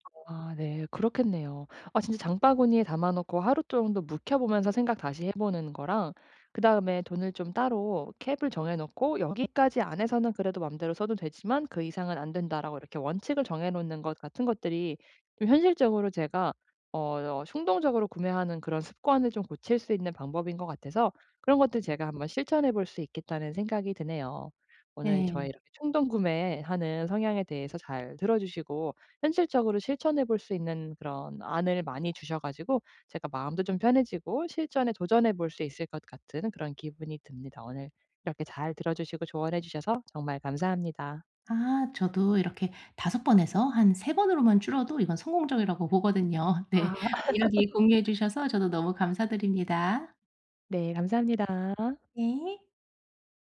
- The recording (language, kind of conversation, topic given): Korean, advice, 지출을 통제하기가 어려워서 걱정되는데, 어떻게 하면 좋을까요?
- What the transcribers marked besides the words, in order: in English: "cap을"; tapping; laugh